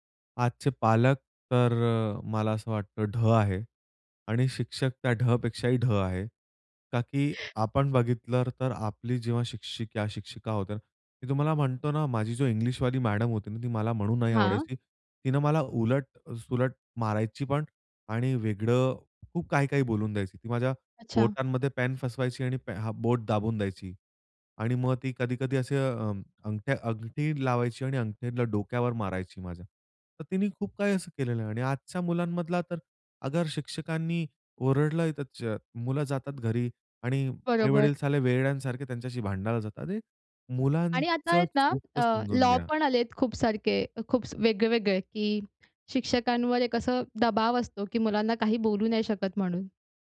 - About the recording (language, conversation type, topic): Marathi, podcast, शाळेतल्या एखाद्या शिक्षकामुळे कधी शिकायला प्रेम झालंय का?
- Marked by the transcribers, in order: stressed: "ढ"; stressed: "ढ पेक्षाही ढ"; in English: "मॅडम"